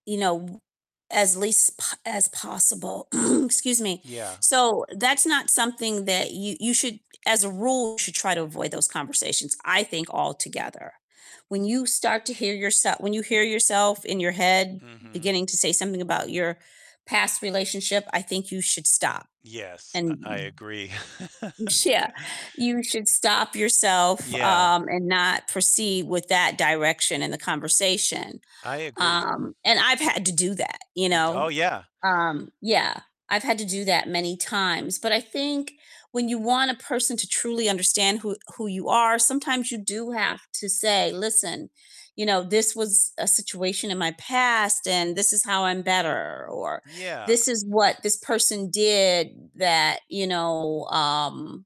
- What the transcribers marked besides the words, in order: throat clearing; distorted speech; laugh; other background noise; tapping
- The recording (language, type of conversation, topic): English, unstructured, Should you openly discuss past relationships with a new partner?